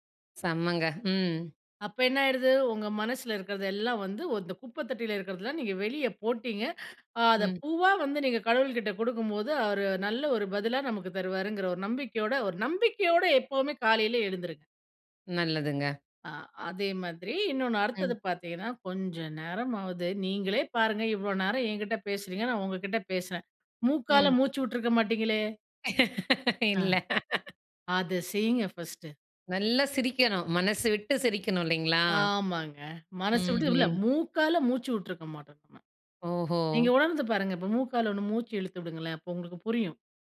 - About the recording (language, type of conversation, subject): Tamil, podcast, மனதை அமைதியாக வைத்துக் கொள்ள உங்களுக்கு உதவும் பழக்கங்கள் என்ன?
- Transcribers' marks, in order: inhale; trusting: "அத பூவா வந்து நீங்க கடவுள்கிட்ட … எப்போமே காலையில எழுந்துருங்க"; anticipating: "நான் உங்ககிட்ட பேசுறேன் மூக்கால மூச்சு விட்டுருக்க மாட்டீங்களே?"; other background noise; laughing while speaking: "இல்ல"; in English: "பஸ்ட்டு"; unintelligible speech